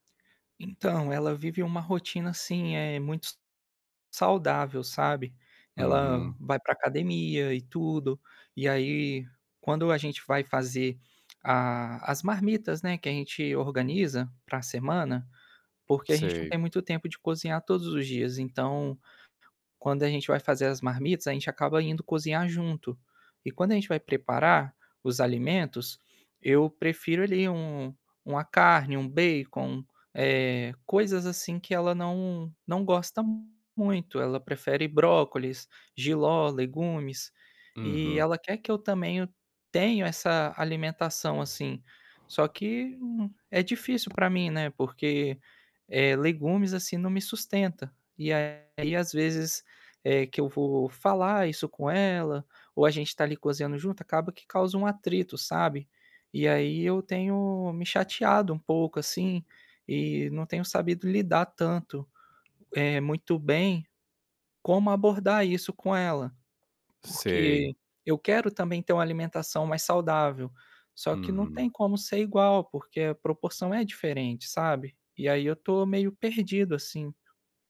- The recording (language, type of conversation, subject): Portuguese, advice, Como posso lidar com desentendimentos com o meu parceiro sobre hábitos alimentares diferentes?
- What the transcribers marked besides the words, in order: distorted speech; tapping; other background noise; static